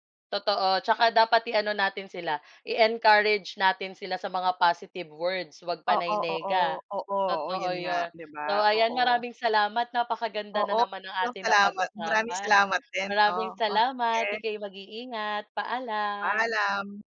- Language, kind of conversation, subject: Filipino, unstructured, Paano mo nakikita ang epekto ng kahirapan sa ating komunidad?
- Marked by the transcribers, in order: none